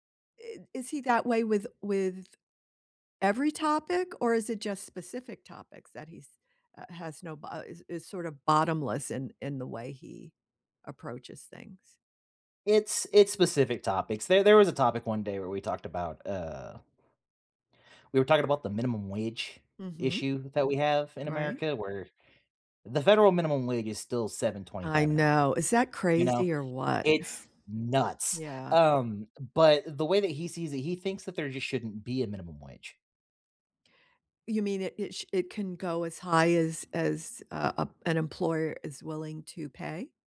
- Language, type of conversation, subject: English, unstructured, Can conflict ever make relationships stronger?
- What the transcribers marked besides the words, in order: other background noise; stressed: "nuts"